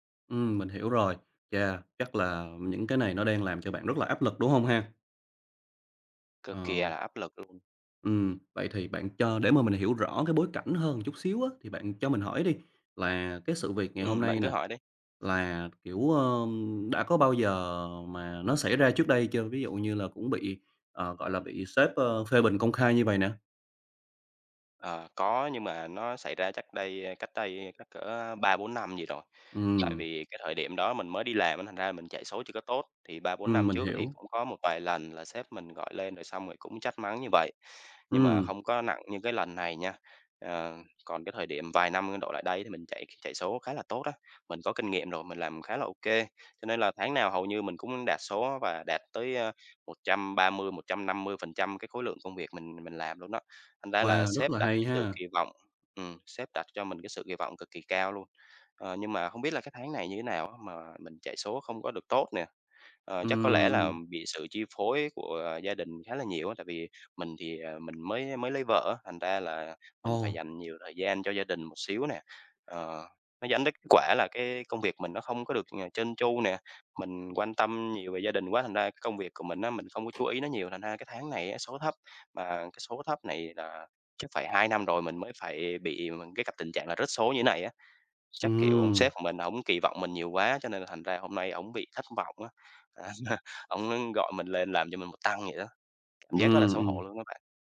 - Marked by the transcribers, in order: tapping; other background noise; chuckle
- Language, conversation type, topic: Vietnamese, advice, Mình nên làm gì khi bị sếp chỉ trích công việc trước mặt đồng nghiệp khiến mình xấu hổ và bối rối?